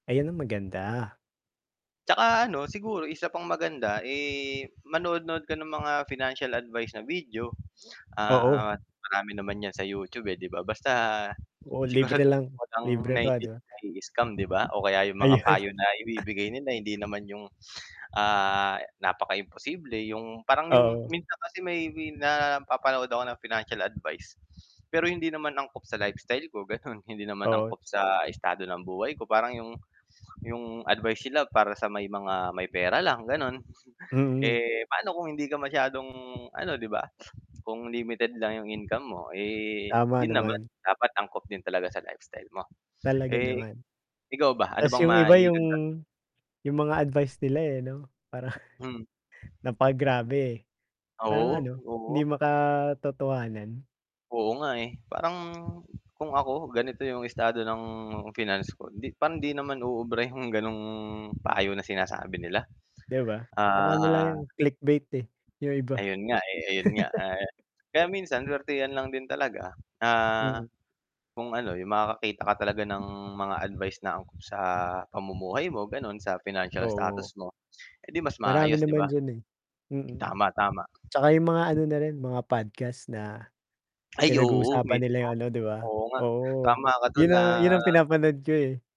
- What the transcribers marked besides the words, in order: wind; distorted speech; tapping; chuckle; chuckle; static; laugh
- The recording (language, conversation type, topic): Filipino, unstructured, Ano ang simpleng paraan na ginagawa mo para makatipid buwan-buwan?